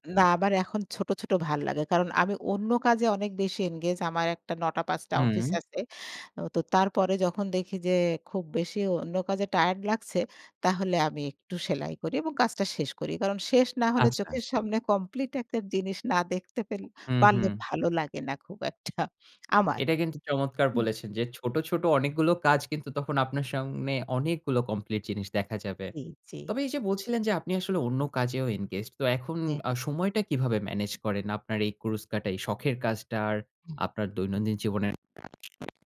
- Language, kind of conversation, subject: Bengali, podcast, তোমার সবচেয়ে প্রিয় শখ কোনটি, আর সেটা তোমার ভালো লাগে কেন?
- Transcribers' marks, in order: other background noise; chuckle; other noise